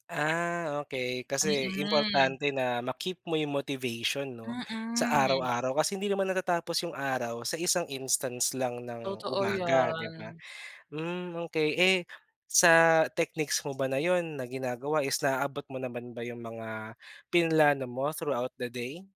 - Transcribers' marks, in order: gasp; in English: "instance"; gasp; gasp; "plinano" said as "pinlano"; in English: "throughout the day?"
- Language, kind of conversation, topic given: Filipino, podcast, Paano mo pinananatili ang motibasyon araw-araw kahit minsan tinatamad ka?
- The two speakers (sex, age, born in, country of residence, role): female, 25-29, Philippines, Philippines, guest; male, 25-29, Philippines, Philippines, host